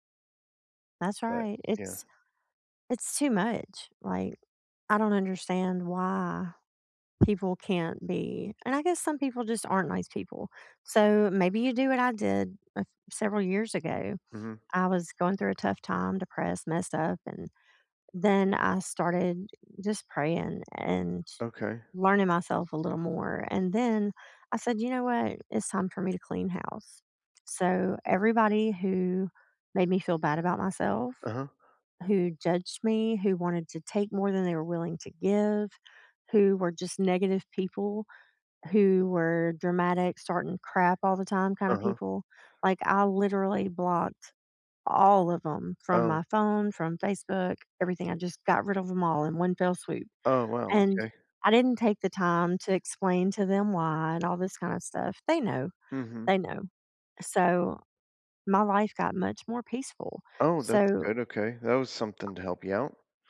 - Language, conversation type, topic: English, unstructured, How can I respond when people judge me for anxiety or depression?
- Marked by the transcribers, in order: other background noise; tapping